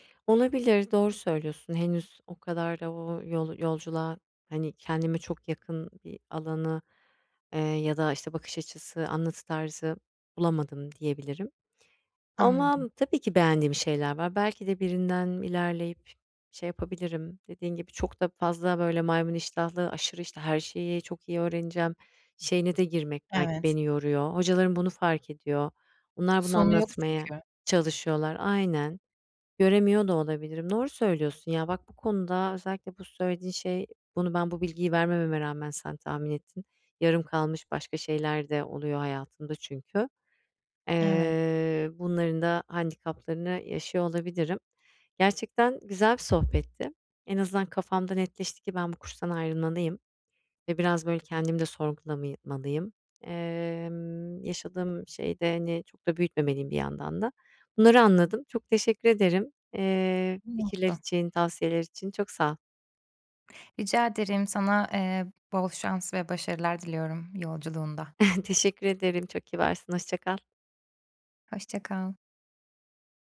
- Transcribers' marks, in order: other background noise; "sorgulamalıyım" said as "sorgulamımalıyım"; unintelligible speech; chuckle
- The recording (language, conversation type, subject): Turkish, advice, Mükemmeliyetçilik ve kıyaslama hobilerimi engelliyorsa bunu nasıl aşabilirim?